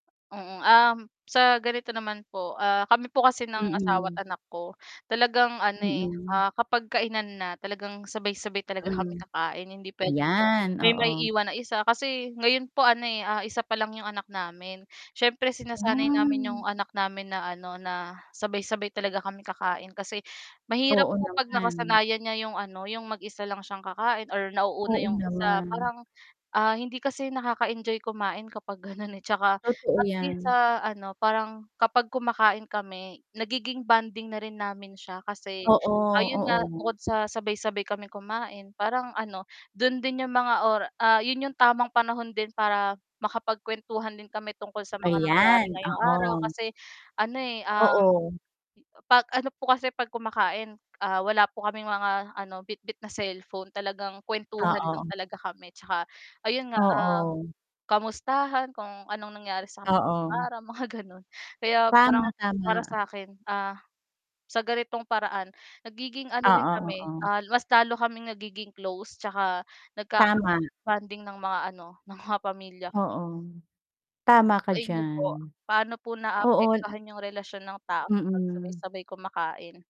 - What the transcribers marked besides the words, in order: static; background speech; distorted speech; tapping
- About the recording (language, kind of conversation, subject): Filipino, unstructured, Paano mo ipinapakita ang pagmamahal sa pamamagitan ng pagkain?